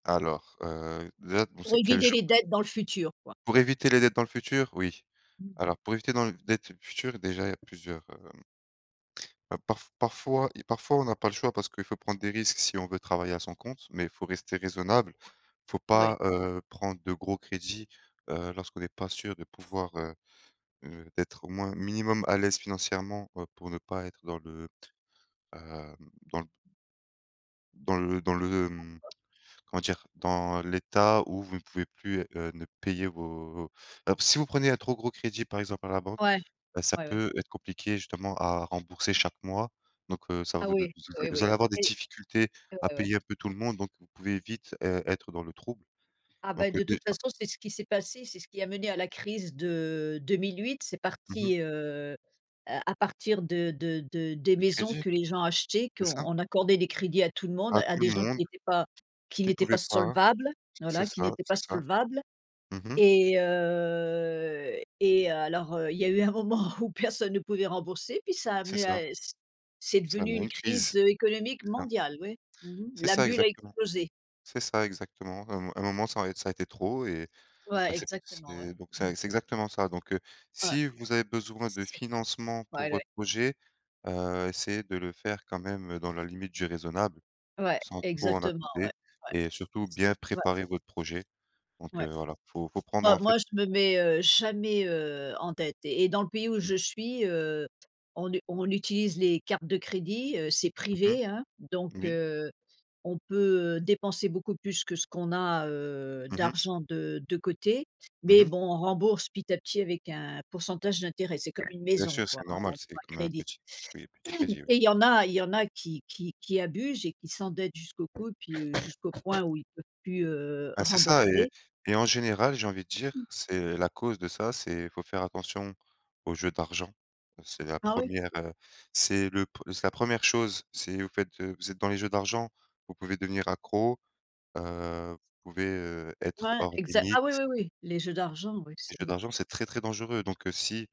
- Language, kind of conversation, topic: French, unstructured, Quel conseil donneriez-vous pour éviter de s’endetter ?
- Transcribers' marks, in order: "éviter" said as "évider"; unintelligible speech; tapping; other background noise; drawn out: "heu"; laughing while speaking: "où personne"; throat clearing